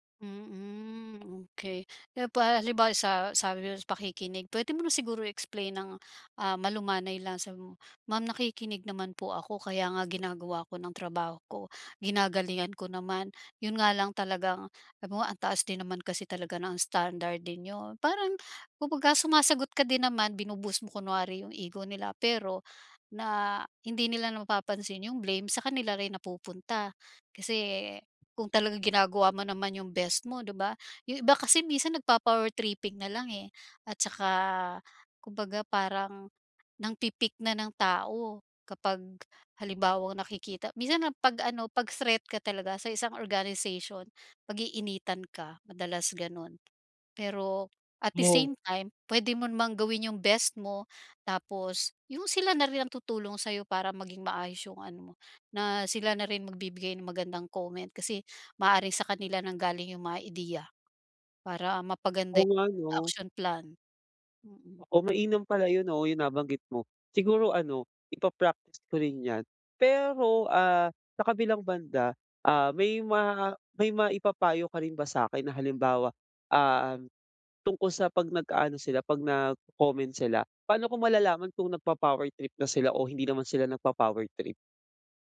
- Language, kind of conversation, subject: Filipino, advice, Paano ako mananatiling kalmado kapag tumatanggap ako ng kritisismo?
- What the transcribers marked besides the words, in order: in English: "ego"; in English: "action plan"